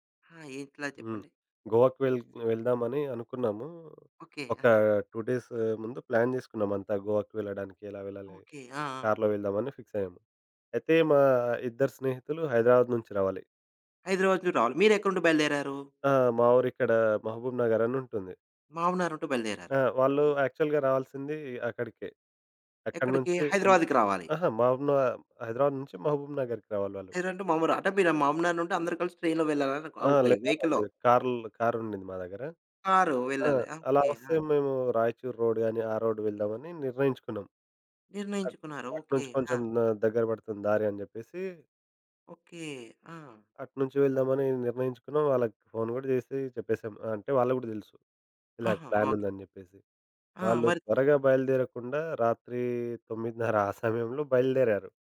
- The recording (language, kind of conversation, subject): Telugu, podcast, ఆలస్యం చేస్తున్నవారికి మీరు ఏ సలహా ఇస్తారు?
- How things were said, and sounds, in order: in English: "టూ డేస్"; in English: "ఫిక్స్"; in English: "యాక్చువల్‌గా"; in English: "ట్రైన్‌లో"; "ఓకే" said as "అవుకే"; in English: "వెహికల్‌లో"; in English: "రోడ్"; in English: "రోడ్"; in English: "ఫోన్"; in English: "ప్లాన్"; other background noise